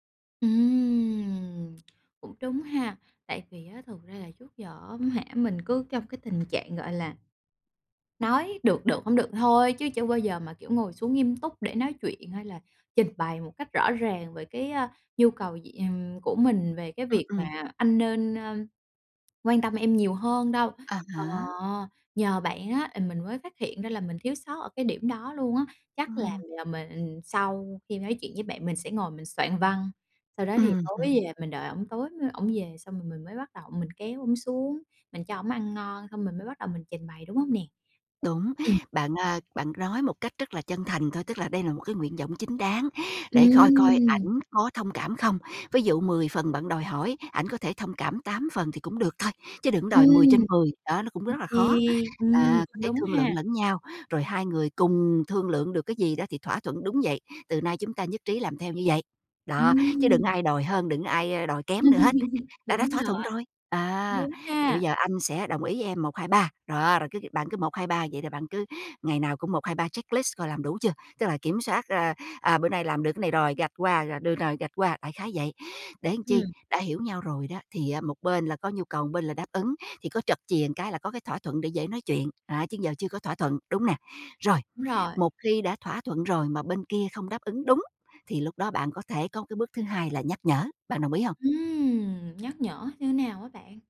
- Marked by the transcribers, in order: drawn out: "Ừm"; tapping; other background noise; throat clearing; laugh; in English: "checklist"
- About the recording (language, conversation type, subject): Vietnamese, advice, Làm sao để tôi diễn đạt nhu cầu của mình một cách rõ ràng hơn?